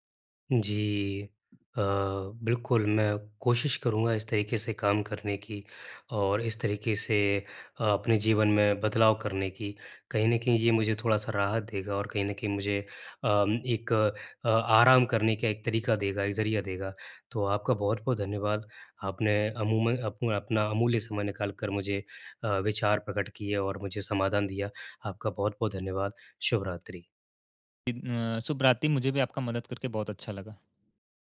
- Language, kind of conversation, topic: Hindi, advice, मुझे आराम करने का समय नहीं मिल रहा है, मैं क्या करूँ?
- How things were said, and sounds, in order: none